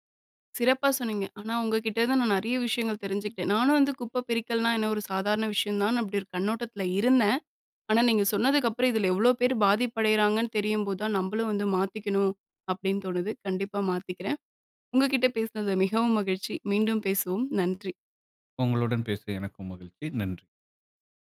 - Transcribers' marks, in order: none
- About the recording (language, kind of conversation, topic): Tamil, podcast, குப்பை பிரித்தலை எங்கிருந்து தொடங்கலாம்?